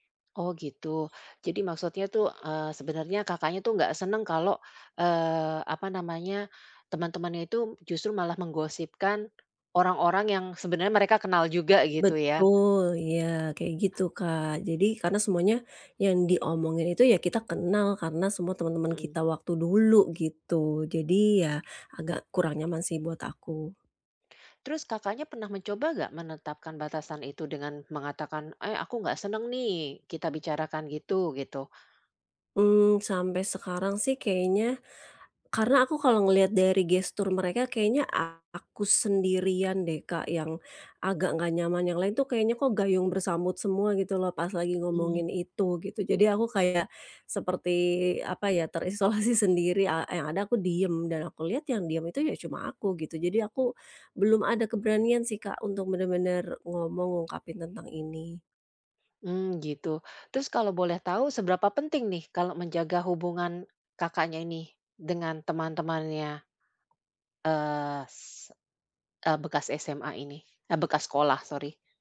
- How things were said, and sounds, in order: tapping; other background noise; laughing while speaking: "terisolasi"
- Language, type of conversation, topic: Indonesian, advice, Bagaimana cara menetapkan batasan yang sehat di lingkungan sosial?